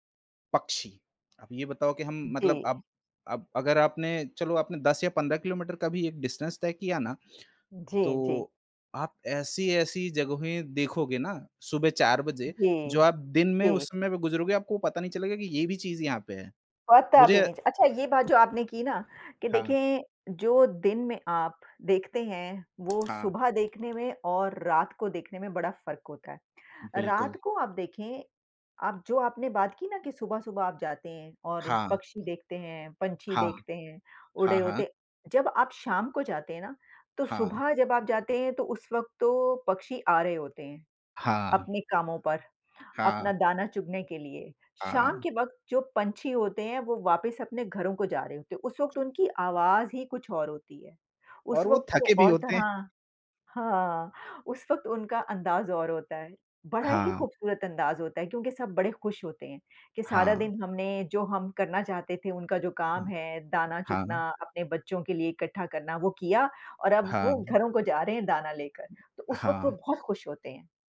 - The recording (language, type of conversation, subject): Hindi, unstructured, आपकी राय में साइकिल चलाना और दौड़ना—इनमें से अधिक रोमांचक क्या है?
- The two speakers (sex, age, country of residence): female, 50-54, United States; male, 30-34, India
- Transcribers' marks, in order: in English: "डिस्टेंस"; tapping